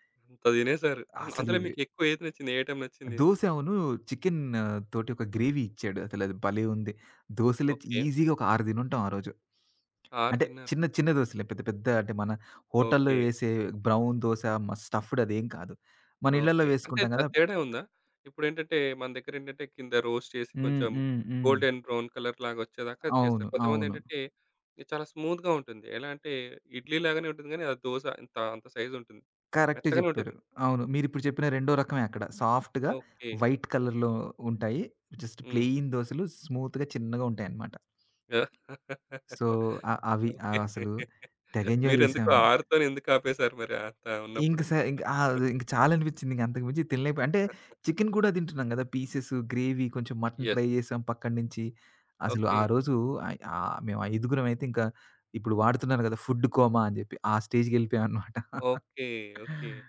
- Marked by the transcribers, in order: in English: "ఐటెమ్"; in English: "గ్రేవీ"; in English: "ఈజిగా"; tapping; in English: "హోటల్‌లో"; in English: "బ్రౌన్"; in English: "స్టఫ్డ్"; in English: "రోస్ట్"; in English: "గోల్డెన్ బ్రౌన్"; in English: "స్మూత్‌గా"; in English: "సైజ్"; in English: "సాఫ్ట్‌గా వైట్ కలర్‌లో"; in English: "జస్ట్ ప్లెయిన్"; in English: "స్మూత్‌గా"; laughing while speaking: "ఓకే"; in English: "సో"; in English: "ఎంజాయ్"; chuckle; chuckle; in English: "పీసెస్, గ్రేవీ"; in English: "యెస్"; in English: "ట్రై"; in English: "ఫుడ్ కోమా"; in English: "స్టేజ్‌కి"; chuckle
- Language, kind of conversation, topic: Telugu, podcast, ఒక అజ్ఞాతుడు మీతో స్థానిక వంటకాన్ని పంచుకున్న సంఘటన మీకు గుర్తుందా?